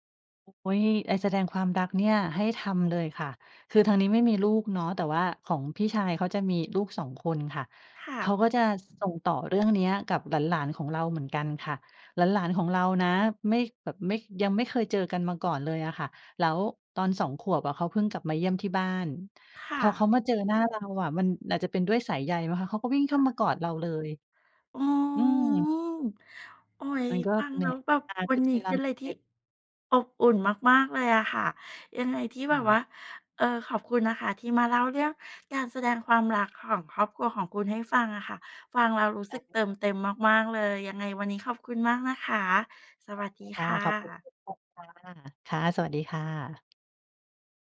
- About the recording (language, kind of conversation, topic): Thai, podcast, ครอบครัวของคุณแสดงความรักต่อคุณอย่างไรตอนคุณยังเป็นเด็ก?
- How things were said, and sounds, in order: unintelligible speech